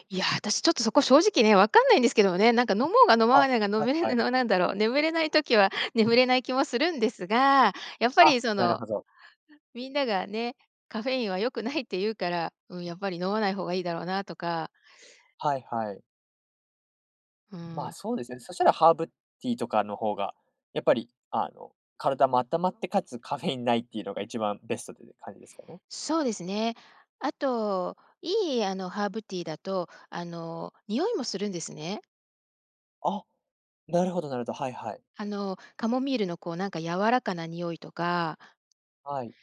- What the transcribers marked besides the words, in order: none
- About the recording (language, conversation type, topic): Japanese, podcast, 睡眠前のルーティンはありますか？